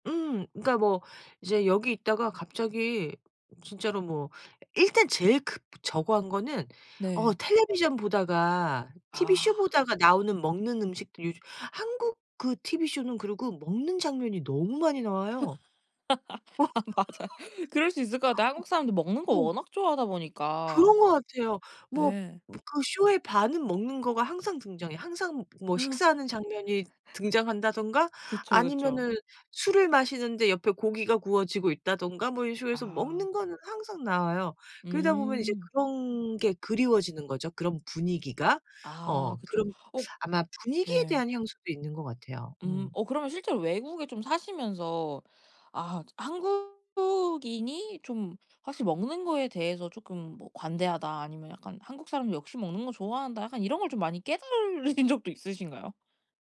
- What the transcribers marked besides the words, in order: other background noise; laugh; laughing while speaking: "아 맞아"; laughing while speaking: "어"; laugh; laughing while speaking: "어"; tapping; laughing while speaking: "깨달으신 적도"
- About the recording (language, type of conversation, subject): Korean, podcast, 음식이 나의 정체성을 어떻게 드러낸다고 느끼시나요?